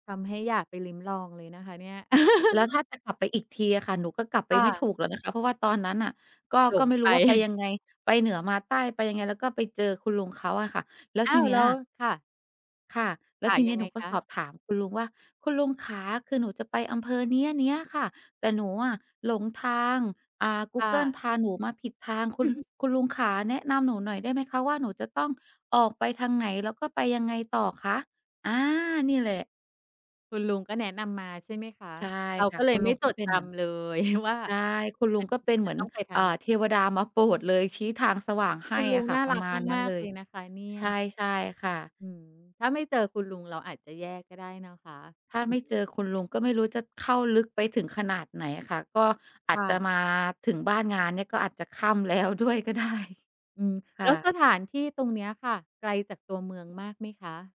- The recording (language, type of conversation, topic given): Thai, podcast, คุณเคยหลงทางแล้วบังเอิญเจอสถานที่สวยงามไหม?
- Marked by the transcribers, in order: chuckle; chuckle; tapping; chuckle; other background noise; chuckle; laughing while speaking: "แล้วด้วยก็ได้"